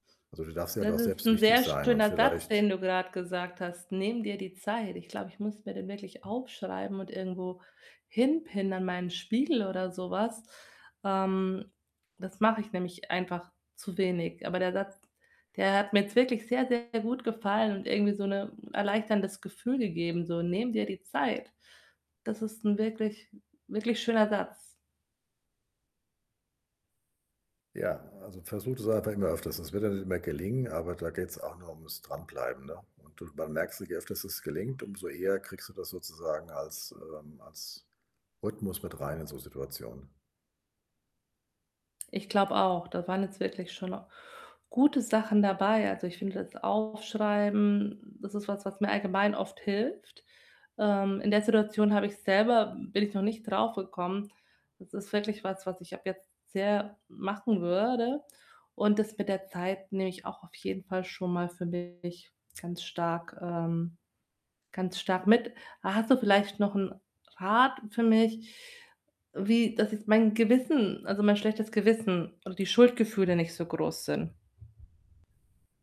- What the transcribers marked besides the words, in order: distorted speech; other background noise
- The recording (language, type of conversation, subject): German, advice, Wie kann ich lernen, nein zu sagen, ohne Schuldgefühle zu haben?